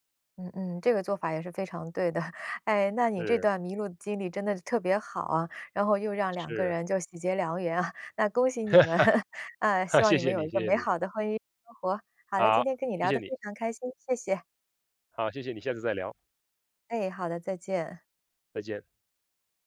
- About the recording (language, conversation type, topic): Chinese, podcast, 你最难忘的一次迷路经历是什么？
- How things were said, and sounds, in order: chuckle; laughing while speaking: "缘啊"; chuckle